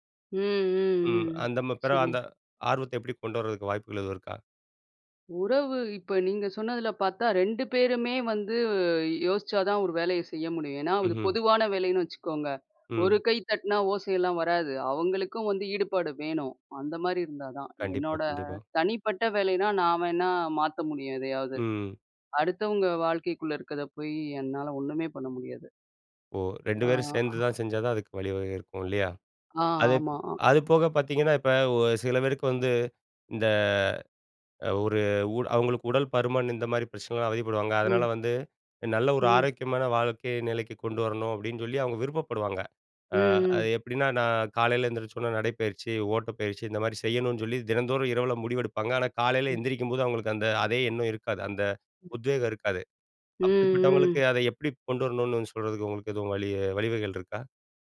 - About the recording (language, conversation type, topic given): Tamil, podcast, உத்வேகம் இல்லாதபோது நீங்கள் உங்களை எப்படி ஊக்கப்படுத்திக் கொள்வீர்கள்?
- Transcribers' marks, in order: "பிறகு" said as "பிறவு"; other background noise; drawn out: "வந்து"; drawn out: "ம்"; drawn out: "அ"; drawn out: "இந்த"